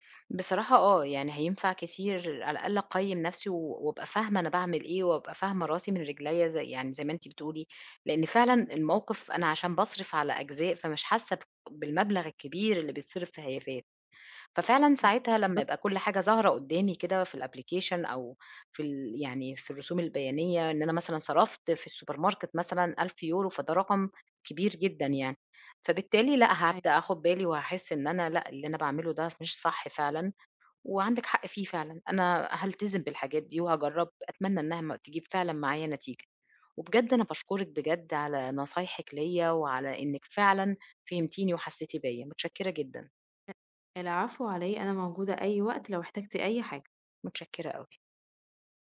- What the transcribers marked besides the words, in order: other noise; in English: "الapplication"; in English: "السوبر ماركت"
- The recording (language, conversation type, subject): Arabic, advice, إزاي كانت تجربتك لما مصاريفك كانت أكتر من دخلك؟